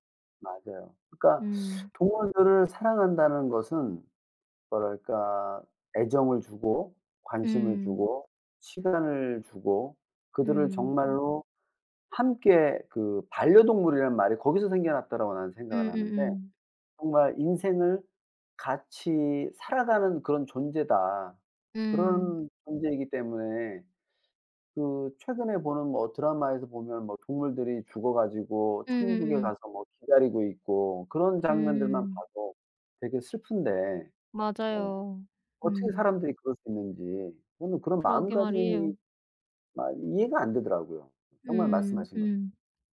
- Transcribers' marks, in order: background speech
- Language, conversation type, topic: Korean, unstructured, 동물을 사랑한다고 하면서도 왜 버리는 사람이 많을까요?